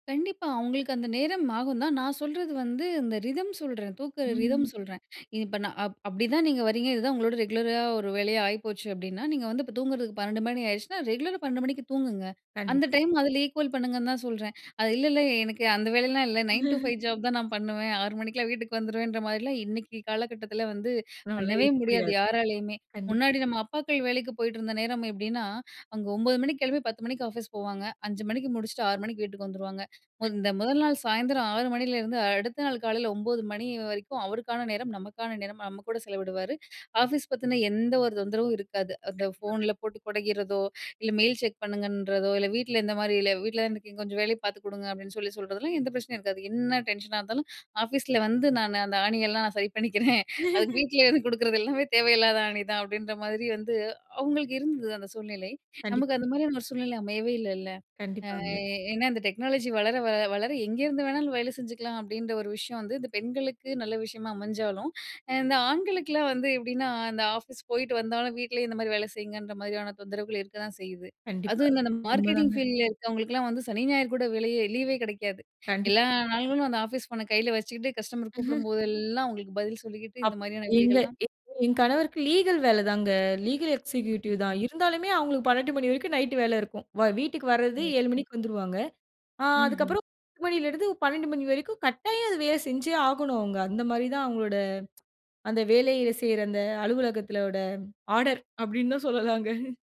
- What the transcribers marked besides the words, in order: in English: "ரிதம்"; "தூங்குற" said as "தூக்குற"; in English: "ரிதம்"; in English: "ரெகுலரா"; in English: "ரெகுலரா"; in English: "ஈக்குவல்"; chuckle; other noise; in English: "மெயில் செக்"; laughing while speaking: "அந்த ஆணியெல்லாம் நான் சரி பண்ணிக்கிறேன். அது வீட்டிலேயே கொடுக்கறது எல்லாமே தேவையில்லாத ஆணி தான்"; chuckle; in English: "டெக்னாலஜி"; in English: "மார்க்கெட்டிங் ஃபீல்டில"; chuckle; unintelligible speech; in English: "லீகல்"; in English: "லீகல் எக்ஸிக்யூட்டிவ்"; drawn out: "ஆ"; "அலுவலகத்தோட" said as "அலுவலுகத்துலோட"; laughing while speaking: "அப்படின்னு தான் சொல்லலாங்க"
- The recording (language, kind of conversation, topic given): Tamil, podcast, உங்கள் தூக்கப் பழக்கங்கள் மனமும் உடலும் சமநிலையுடன் இருக்க உங்களுக்கு எப்படிச் உதவுகின்றன?